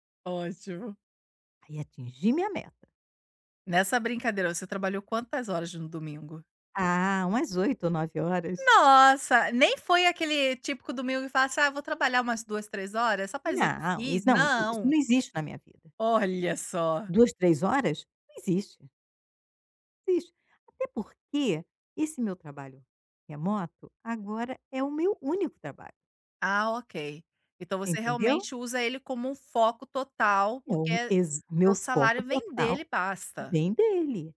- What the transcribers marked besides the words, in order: none
- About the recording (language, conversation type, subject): Portuguese, advice, Como posso lidar com o arrependimento por uma escolha importante e ajustá-la, se possível?